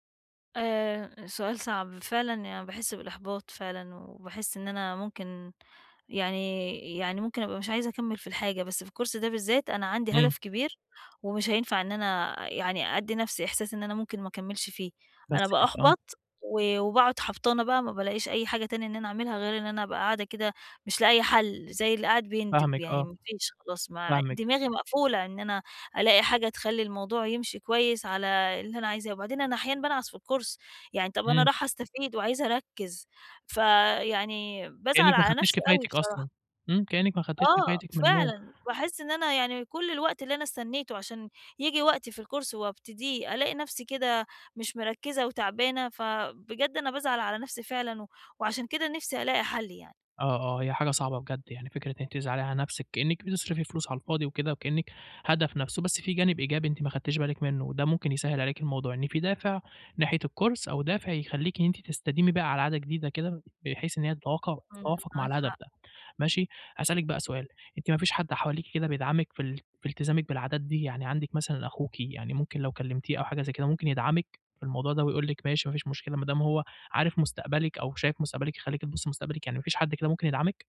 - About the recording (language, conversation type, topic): Arabic, advice, ازاي أقدر أبني عادات ثابتة تتماشى مع أهدافي؟
- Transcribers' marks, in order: in English: "الكورس"; in English: "الكورس"; in English: "الكورس"; in English: "الكورس"